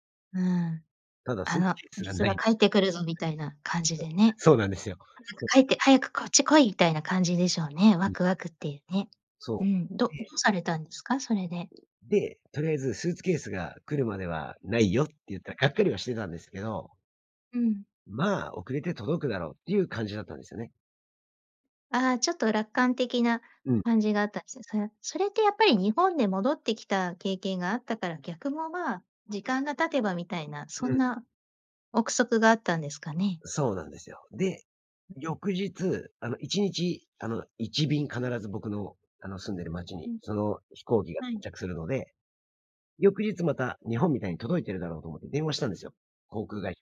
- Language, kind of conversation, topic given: Japanese, podcast, 荷物が届かなかったとき、どう対応しましたか？
- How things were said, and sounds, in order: other noise; chuckle